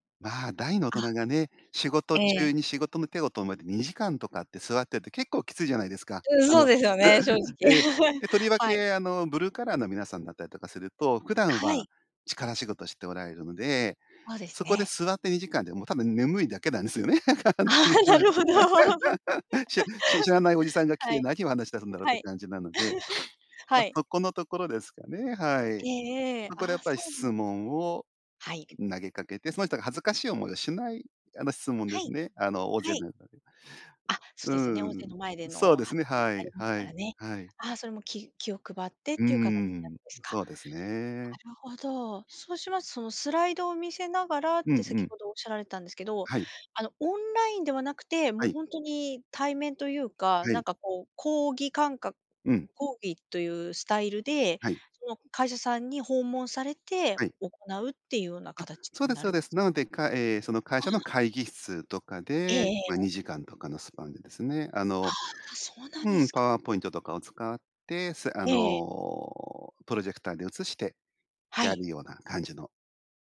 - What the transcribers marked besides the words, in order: laugh; laughing while speaking: "ああ、なるほど"; laugh; laughing while speaking: "簡単にいま"; laugh; laugh; sniff; other noise
- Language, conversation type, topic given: Japanese, podcast, 質問をうまく活用するコツは何だと思いますか？